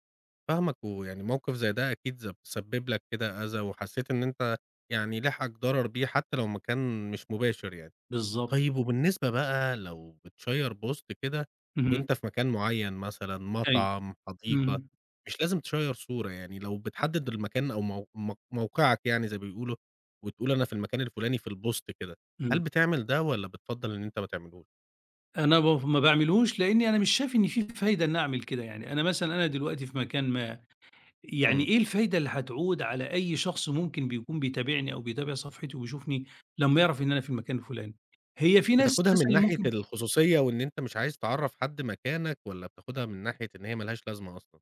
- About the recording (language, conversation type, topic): Arabic, podcast, إيه نصايحك عشان أحمي خصوصيتي على السوشال ميديا؟
- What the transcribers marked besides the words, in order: in English: "بتشيّر بوست"; tapping; in English: "تشيّر"; in English: "البوست"; other background noise